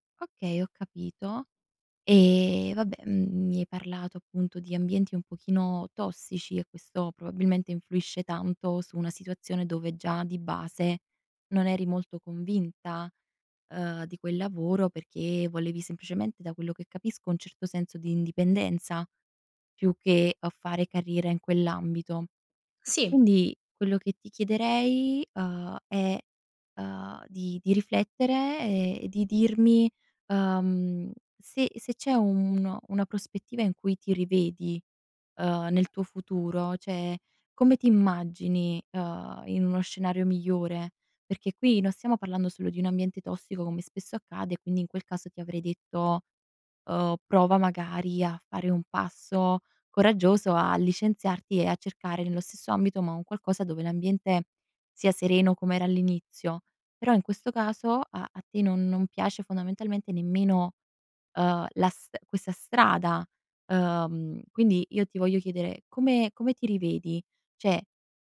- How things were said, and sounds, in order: "Cioè" said as "ceh"; "Cioè" said as "ceh"
- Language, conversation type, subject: Italian, advice, Come posso capire perché mi sento bloccato nella carriera e senza un senso personale?